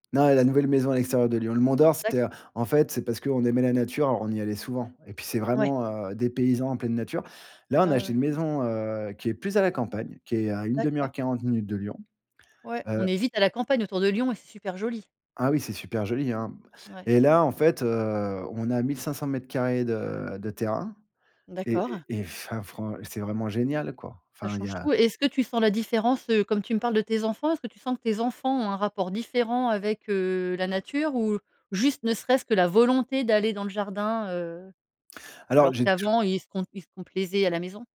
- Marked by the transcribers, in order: stressed: "plus"; stressed: "volonté"
- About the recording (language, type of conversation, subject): French, podcast, Qu'est-ce que la nature t'apporte au quotidien?